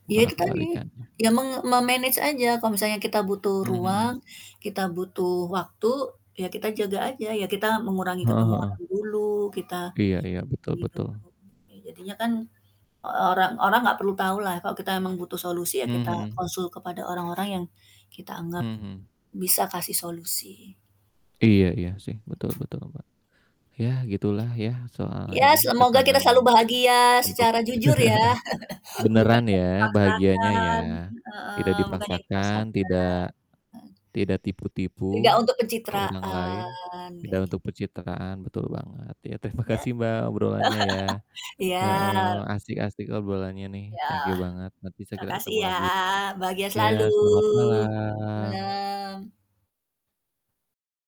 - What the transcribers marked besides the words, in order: static; in English: "me-manage"; other background noise; distorted speech; laugh; laughing while speaking: "terima kasih"; laugh; drawn out: "selalu"
- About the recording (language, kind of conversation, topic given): Indonesian, unstructured, Apa pendapatmu tentang tekanan untuk selalu terlihat bahagia di depan orang lain?